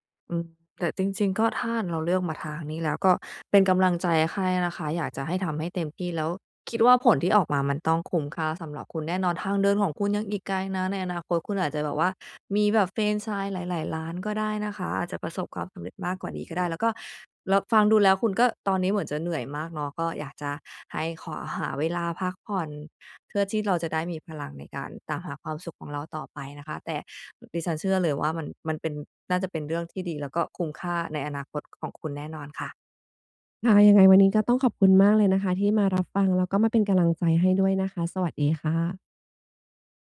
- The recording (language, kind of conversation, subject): Thai, advice, ควรเลือกงานที่มั่นคงหรือเลือกทางที่ทำให้มีความสุข และควรทบทวนการตัดสินใจไหม?
- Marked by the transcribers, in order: in English: "แฟรนไชส์"; other background noise